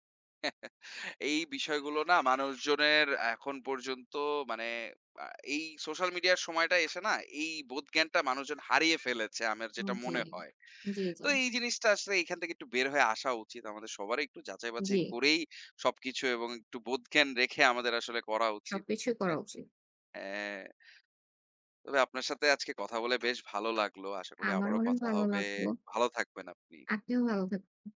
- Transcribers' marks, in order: laugh; laugh
- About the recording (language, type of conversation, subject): Bengali, unstructured, আপনার মনে হয় ভুয়া খবর আমাদের সমাজকে কীভাবে ক্ষতি করছে?